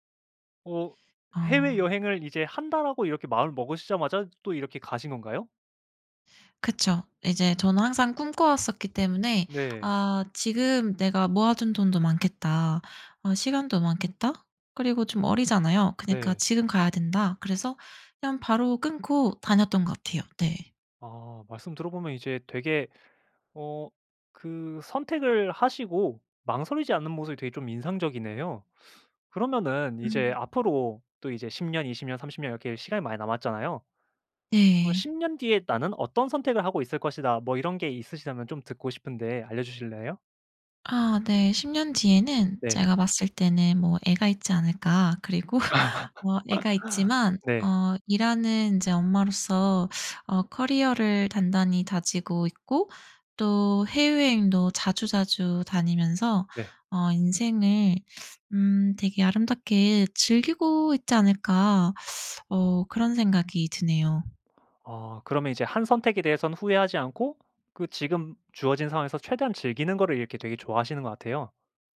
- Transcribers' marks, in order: other background noise; laugh; laughing while speaking: "그리고"
- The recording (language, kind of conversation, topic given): Korean, podcast, 인생에서 가장 큰 전환점은 언제였나요?